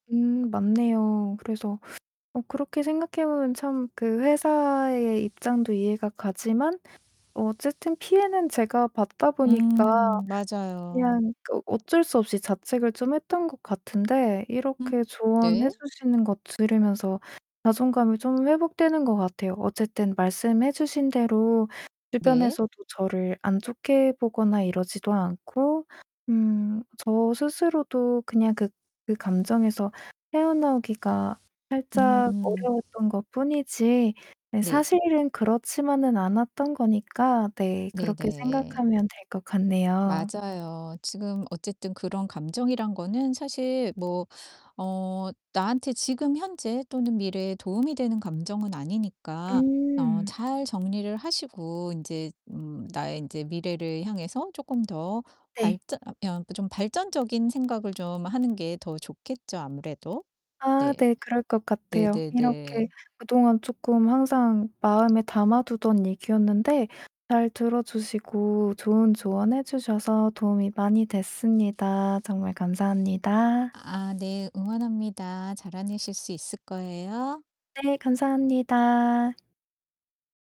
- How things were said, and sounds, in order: tapping; distorted speech; static; other background noise
- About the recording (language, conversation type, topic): Korean, advice, 예상치 못한 실직 이후 생활을 안정시키고 자존감을 회복하려면 어떻게 해야 하나요?